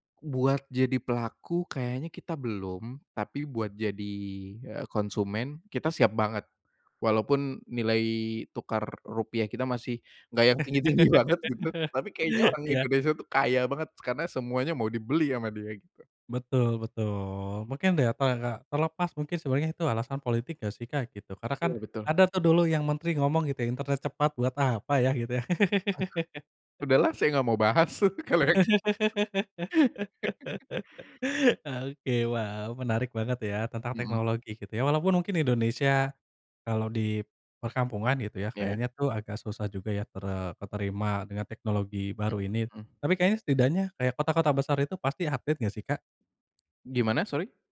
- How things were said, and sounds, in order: laughing while speaking: "tinggi-tinggi banget"; laugh; other background noise; laugh; tapping; laugh; in English: "update"
- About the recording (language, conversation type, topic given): Indonesian, podcast, Menurut kamu, seperti apa perubahan gawai yang kita pakai sehari-hari di masa depan?